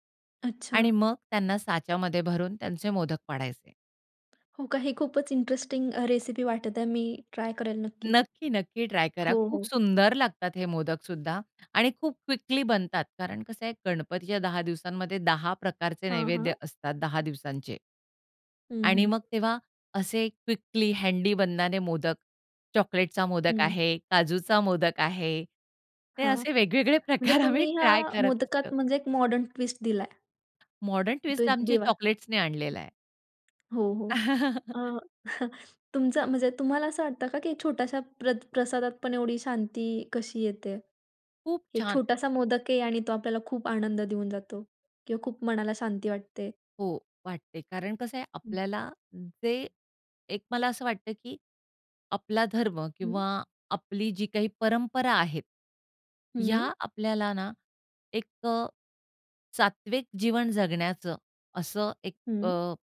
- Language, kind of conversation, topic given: Marathi, podcast, पारंपारिक अन्न देवाला अर्पित करण्यामागचा अर्थ तुम्हाला काय वाटतो?
- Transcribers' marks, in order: other background noise; tapping; laughing while speaking: "वेगवेगळे प्रकार आम्ही ट्राय करत असतो"; in English: "ट्विस्ट"; in English: "ट्विस्ट"; other noise; chuckle